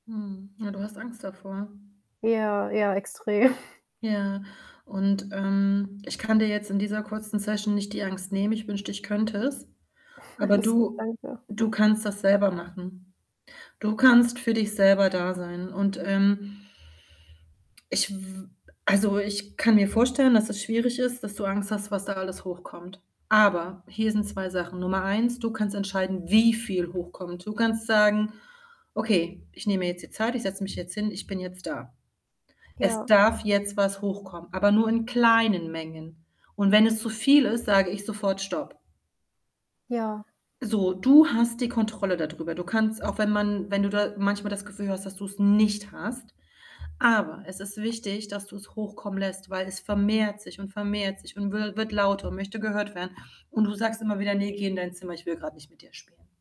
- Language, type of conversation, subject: German, advice, Was kann ich tun, wenn ich mich schuldig fühle, wenn ich mir bewusst Zeit für mich nehme?
- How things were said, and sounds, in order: static; laughing while speaking: "extrem"; other background noise; stressed: "wie"; stressed: "nicht"